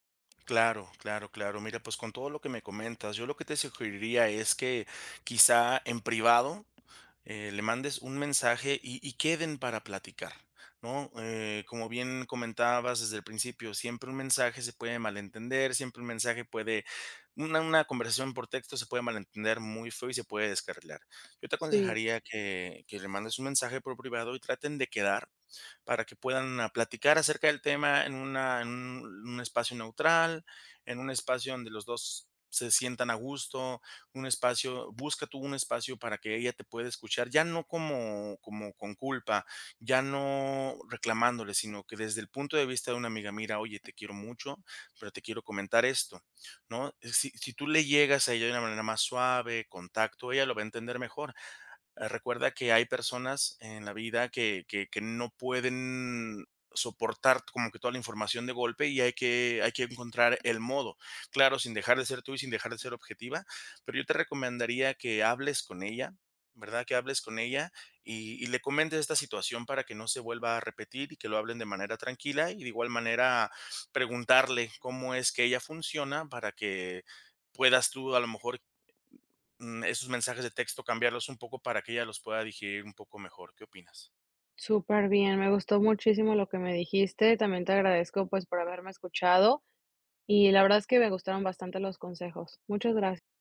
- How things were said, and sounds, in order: tapping; other noise
- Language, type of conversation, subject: Spanish, advice, ¿Cómo puedo resolver un malentendido causado por mensajes de texto?